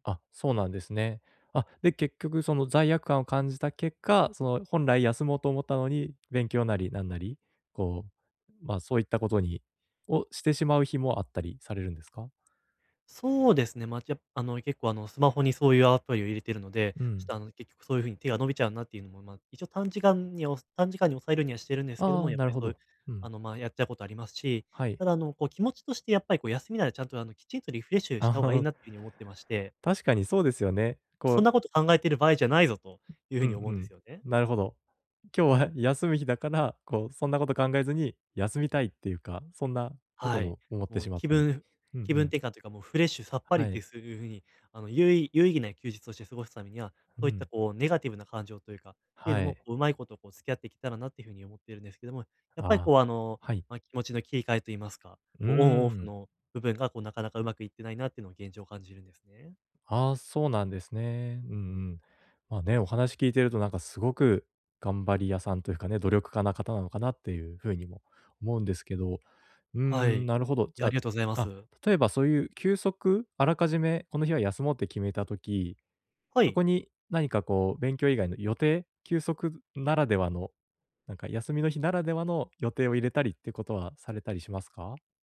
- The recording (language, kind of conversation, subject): Japanese, advice, 休むことを優先したいのに罪悪感が出てしまうとき、どうすれば罪悪感を減らせますか？
- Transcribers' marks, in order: other noise